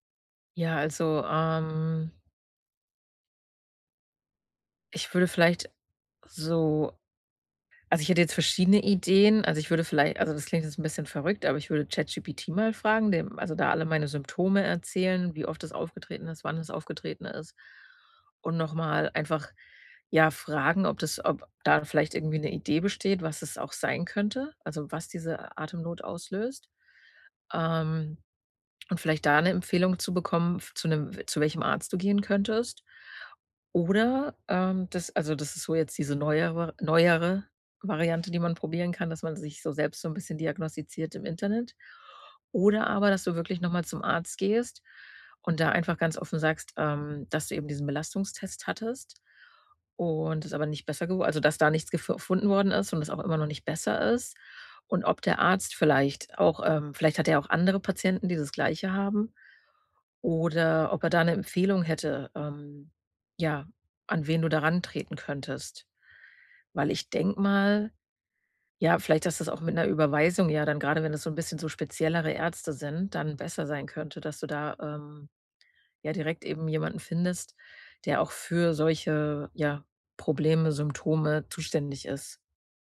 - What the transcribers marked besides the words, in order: other background noise
- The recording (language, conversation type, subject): German, advice, Wie beschreibst du deine Angst vor körperlichen Symptomen ohne klare Ursache?